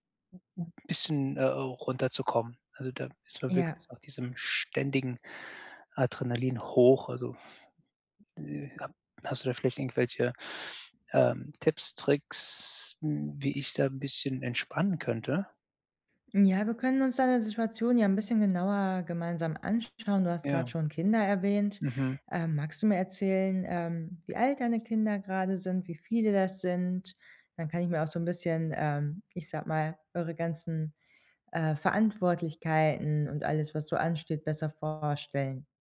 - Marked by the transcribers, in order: none
- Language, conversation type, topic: German, advice, Wie kann ich abends besser zur Ruhe kommen?